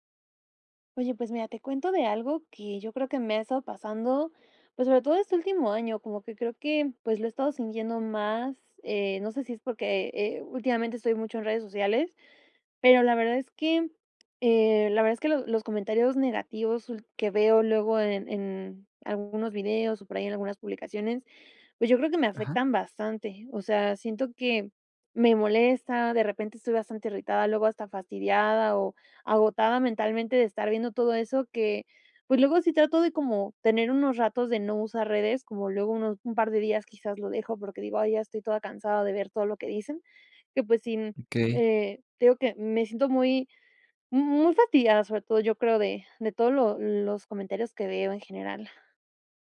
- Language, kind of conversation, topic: Spanish, advice, ¿Cómo te han afectado los comentarios negativos en redes sociales?
- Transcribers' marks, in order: none